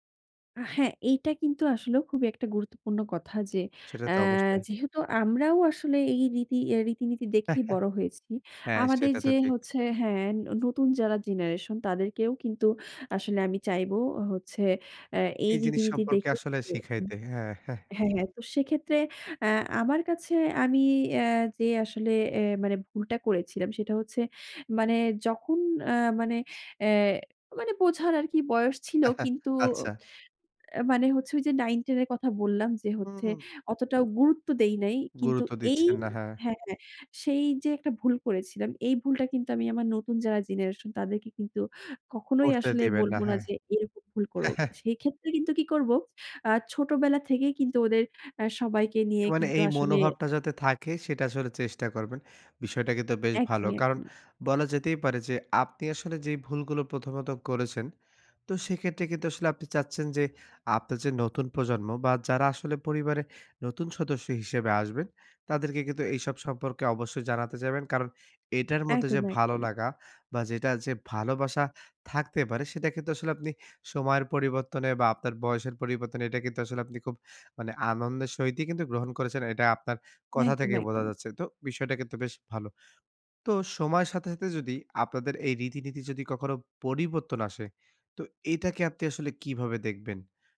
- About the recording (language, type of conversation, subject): Bengali, podcast, তোমার সবচেয়ে প্রিয় পারিবারিক রীতি কোনটা, আর কেন?
- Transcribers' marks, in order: tapping; chuckle; other background noise; unintelligible speech; chuckle; grunt; chuckle; tsk